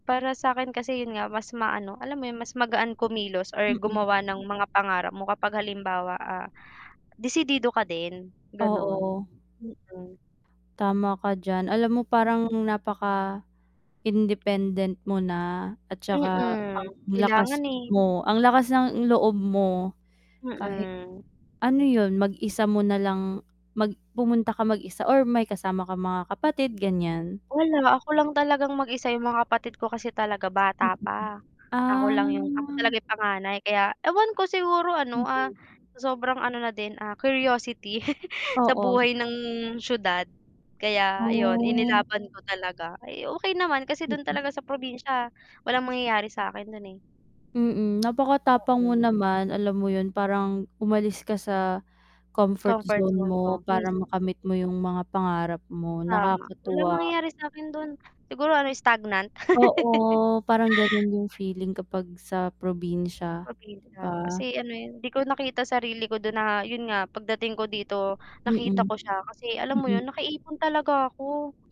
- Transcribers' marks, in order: mechanical hum; static; wind; tapping; other background noise; distorted speech; chuckle; drawn out: "Oh"; lip smack; laugh
- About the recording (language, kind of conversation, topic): Filipino, unstructured, Paano mo haharapin ang mga taong nagdududa sa pangarap mo?